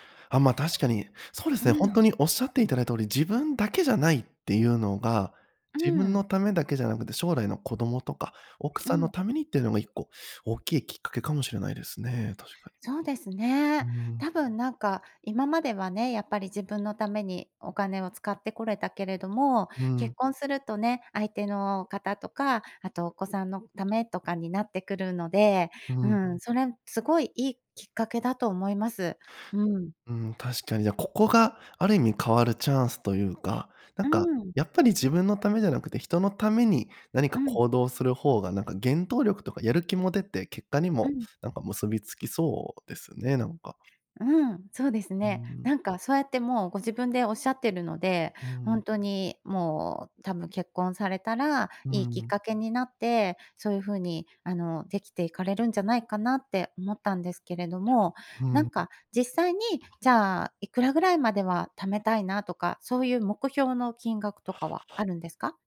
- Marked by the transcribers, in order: none
- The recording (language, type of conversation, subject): Japanese, advice, 衝動買いを繰り返して貯金できない習慣をどう改善すればよいですか？